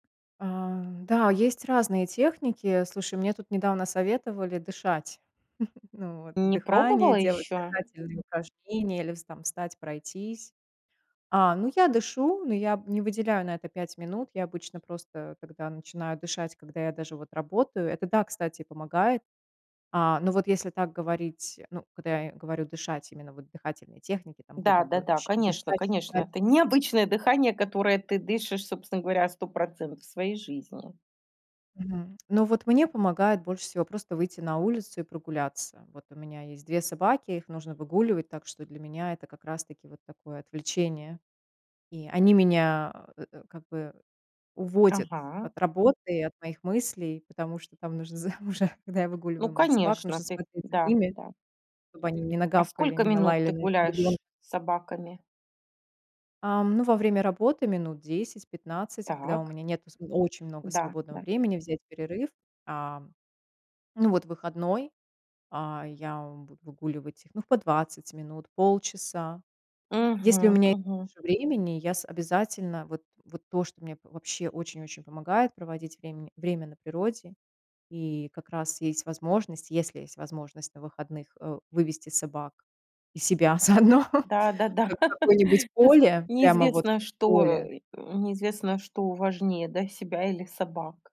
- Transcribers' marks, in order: tapping; chuckle; chuckle; laugh; exhale; grunt
- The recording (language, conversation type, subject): Russian, podcast, Что помогает тебе расслабиться после тяжёлого дня?